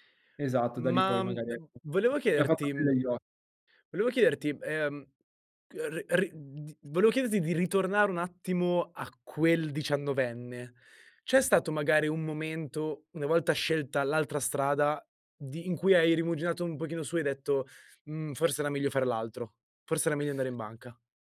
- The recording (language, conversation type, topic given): Italian, podcast, Come hai deciso di lasciare un lavoro sicuro per intraprendere qualcosa di incerto?
- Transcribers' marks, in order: unintelligible speech; tapping; "volevo" said as "voleo"